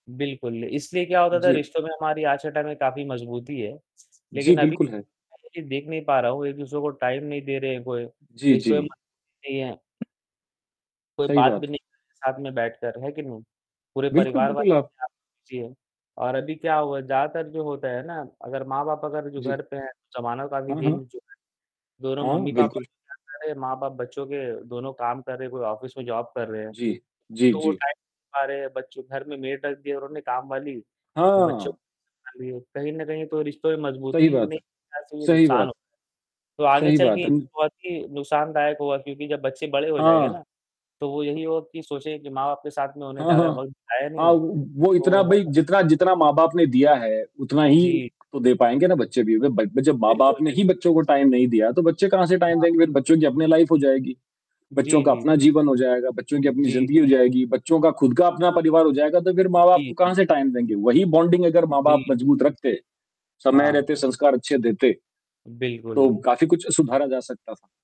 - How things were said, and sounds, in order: static; in English: "टाइम"; distorted speech; in English: "टाइम"; unintelligible speech; other background noise; unintelligible speech; in English: "ऑफ़िस"; in English: "जॉब"; in English: "टाइम"; in English: "मेड"; in English: "टाइम"; horn; in English: "टाइम"; in English: "लाइफ"; in English: "टाइम"; in English: "बॉन्डिंग"
- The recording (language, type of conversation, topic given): Hindi, unstructured, आप दूसरों के साथ अपने रिश्तों को कैसे मजबूत करते हैं?
- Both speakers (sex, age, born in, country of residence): female, 40-44, India, India; male, 18-19, India, India